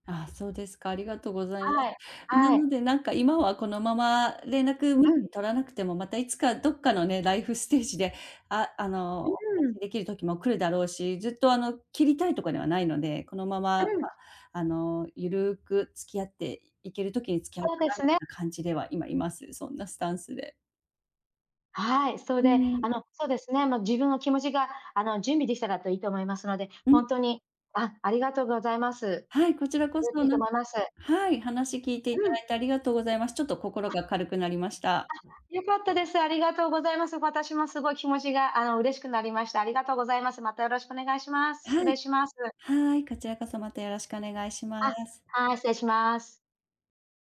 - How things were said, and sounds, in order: other noise
- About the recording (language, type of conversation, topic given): Japanese, advice, 友人関係が変わって新しい交友関係を作る必要があると感じるのはなぜですか？